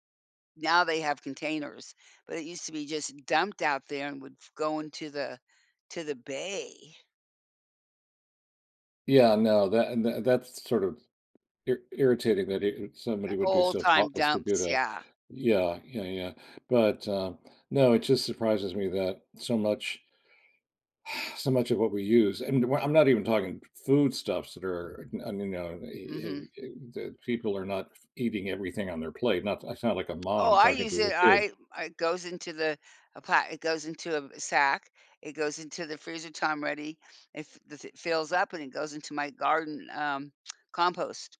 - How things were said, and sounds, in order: tapping; sigh; tsk
- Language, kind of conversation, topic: English, unstructured, What are some simple ways individuals can make a positive impact on the environment every day?
- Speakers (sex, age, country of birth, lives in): female, 75-79, United States, United States; male, 70-74, Venezuela, United States